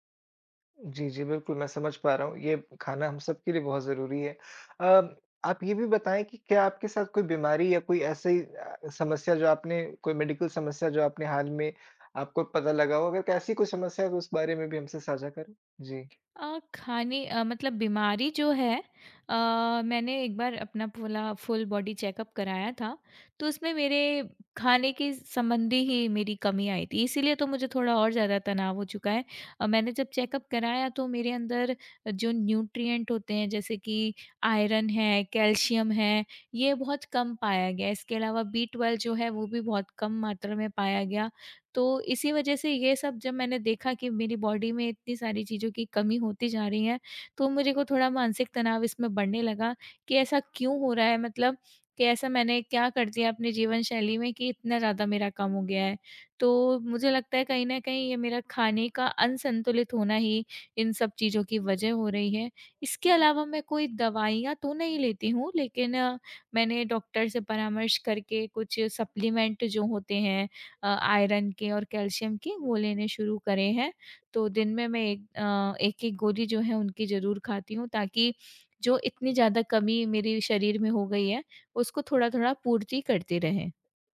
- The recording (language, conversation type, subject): Hindi, advice, आप नियमित और संतुलित भोजन क्यों नहीं कर पा रहे हैं?
- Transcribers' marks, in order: in English: "फ़ुल बॉडी चेकअप"; in English: "चेकअप"; in English: "न्यूट्रिएंट"; in English: "बॉडी"; in English: "सप्लीमेंट"